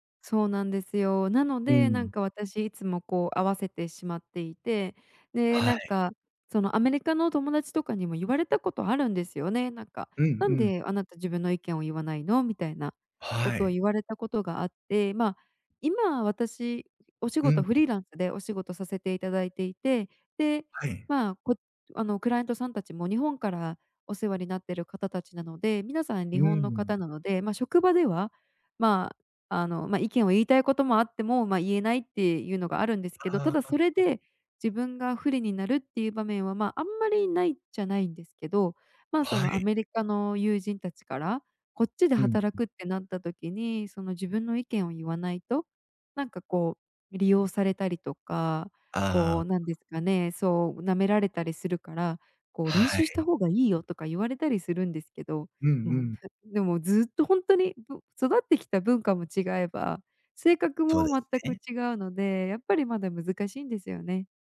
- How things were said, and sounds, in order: other background noise
- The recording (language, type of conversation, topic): Japanese, advice, 他人の評価が気になって自分の考えを言えないとき、どうすればいいですか？